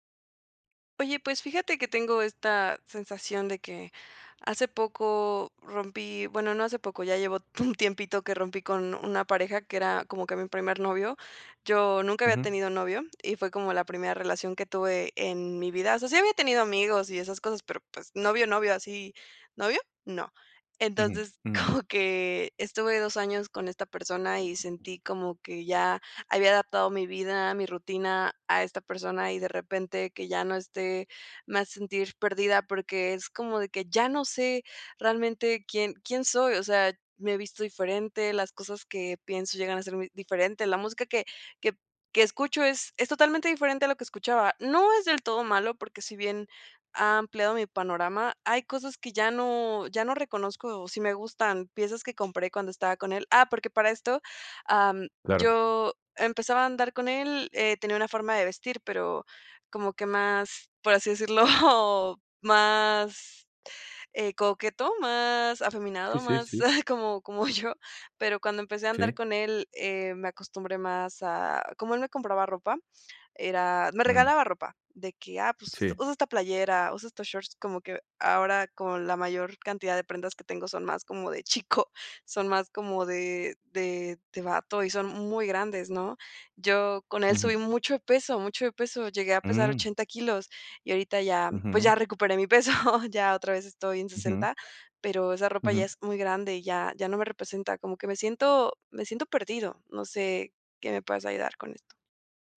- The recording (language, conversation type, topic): Spanish, advice, ¿Cómo te has sentido al notar que has perdido tu identidad después de una ruptura o al iniciar una nueva relación?
- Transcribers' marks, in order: laughing while speaking: "un"; laughing while speaking: "como"; other background noise; tapping; laughing while speaking: "decirlo"; chuckle; laughing while speaking: "como yo"; laughing while speaking: "peso"